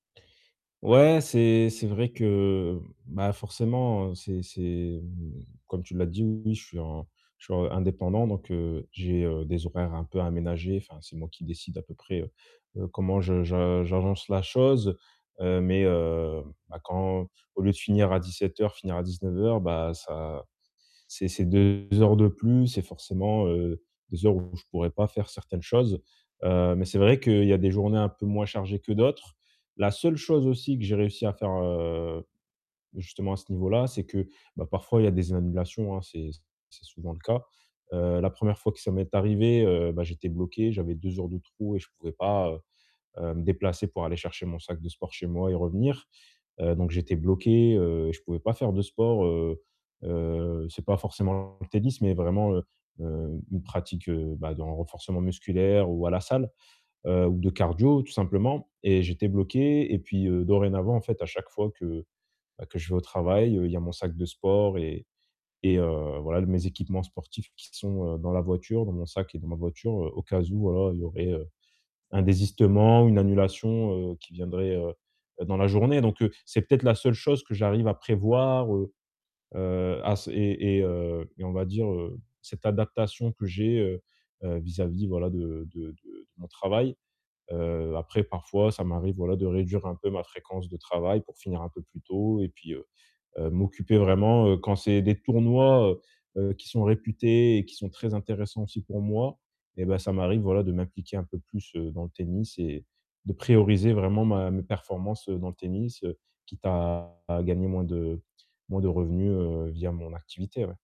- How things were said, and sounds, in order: distorted speech; tapping; other background noise
- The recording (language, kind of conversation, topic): French, advice, Quelles distractions m’empêchent de profiter pleinement de mes loisirs ?